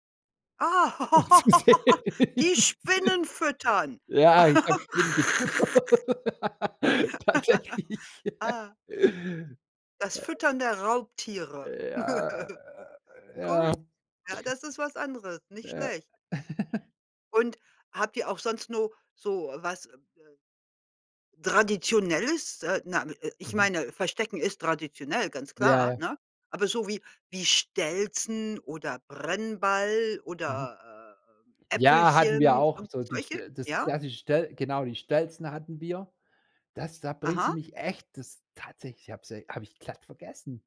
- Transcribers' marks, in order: laughing while speaking: "Ah"; laughing while speaking: "u um zu sehen, wie die"; laugh; laughing while speaking: "gefüttert. Tatsächlich"; laugh; other noise; giggle; other background noise; giggle
- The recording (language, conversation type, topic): German, podcast, Was war dein liebstes Spiel als Kind und warum?